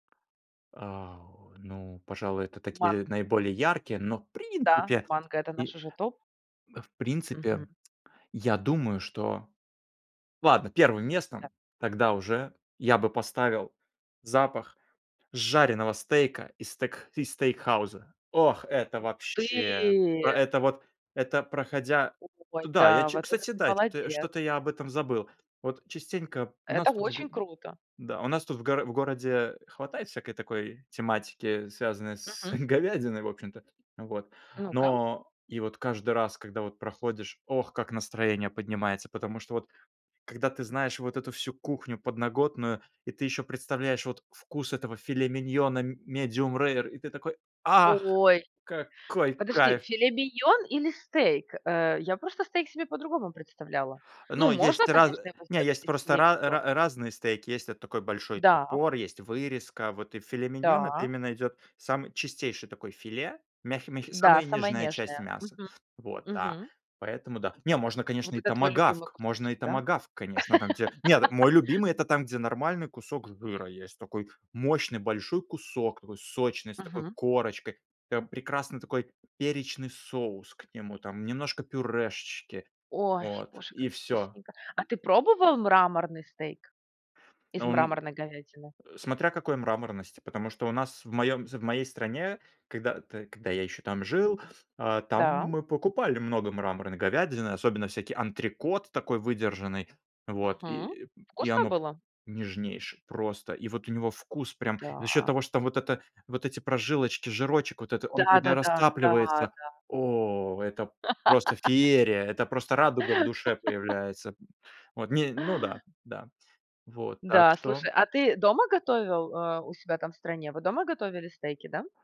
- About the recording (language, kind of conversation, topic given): Russian, podcast, Какой запах мгновенно поднимает тебе настроение?
- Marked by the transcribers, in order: tapping; drawn out: "ты!"; laughing while speaking: "говядиной"; in English: "medium-rare"; joyful: "Ах, какой кайф!"; laugh; other background noise; laugh